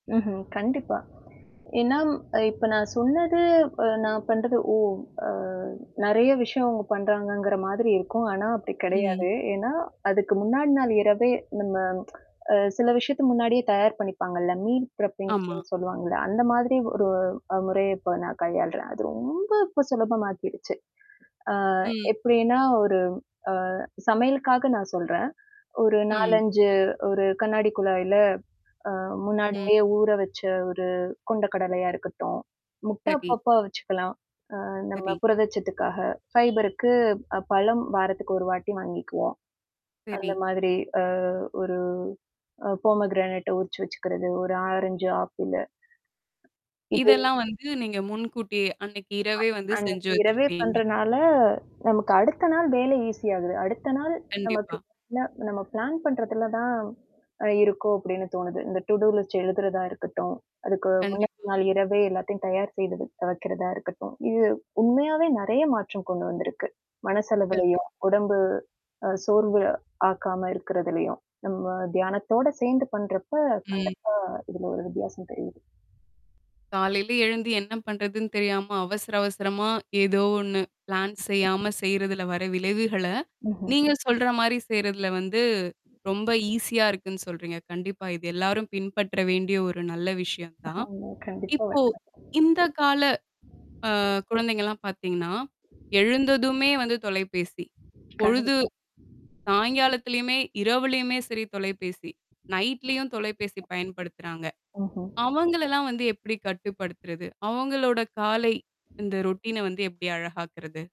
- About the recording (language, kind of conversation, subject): Tamil, podcast, காலை எழுந்தவுடன் நீங்கள் முதலில் என்ன செய்கிறீர்கள்?
- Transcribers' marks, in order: static; tsk; distorted speech; drawn out: "ரொம்ப"; tapping; in English: "ஃபைபருக்கு"; drawn out: "ஒரு"; in English: "போமோகிரானேட்ட"; other noise; in English: "பிளான்"; in English: "டுடூலிஸ்ட்"; in English: "பிளான்"; other background noise; in English: "ஈசியா"; laughing while speaking: "ஆமா கண்டிப்பா"; unintelligible speech; in English: "ரொட்டீன"